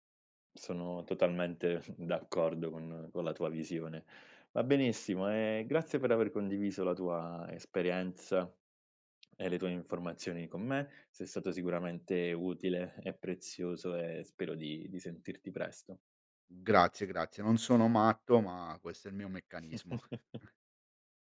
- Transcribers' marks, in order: chuckle
- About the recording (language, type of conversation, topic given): Italian, podcast, Come gestisci la voce critica dentro di te?